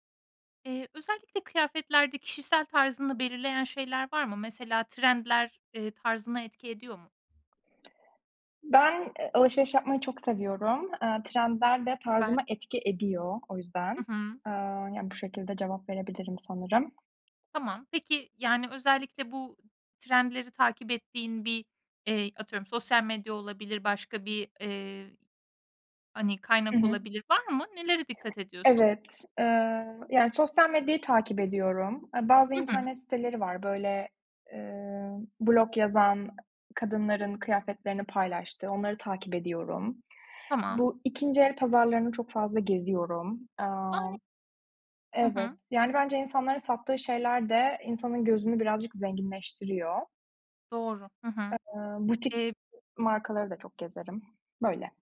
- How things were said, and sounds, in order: tapping; other background noise; other noise; unintelligible speech
- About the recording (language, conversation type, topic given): Turkish, podcast, Trendlerle kişisel tarzını nasıl dengeliyorsun?